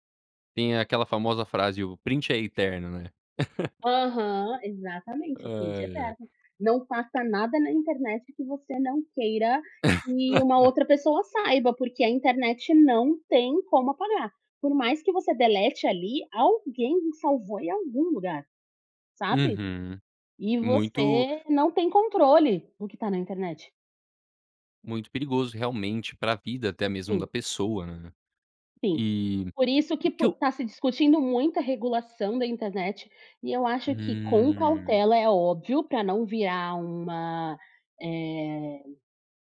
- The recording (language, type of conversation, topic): Portuguese, podcast, como criar vínculos reais em tempos digitais
- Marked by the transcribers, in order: laugh; tapping; laugh